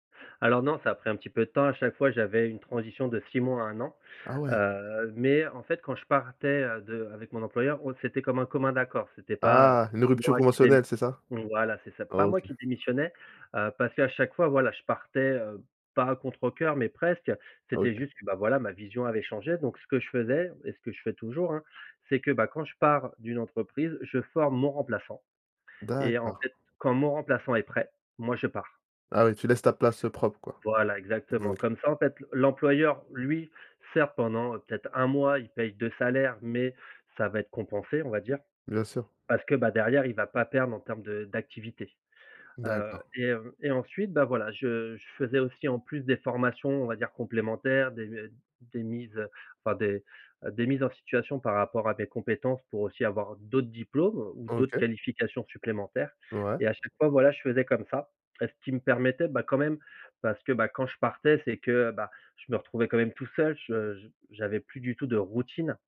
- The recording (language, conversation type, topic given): French, podcast, Comment équilibrez-vous travail et vie personnelle quand vous télétravaillez à la maison ?
- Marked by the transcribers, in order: other background noise; other noise; tapping; stressed: "routine"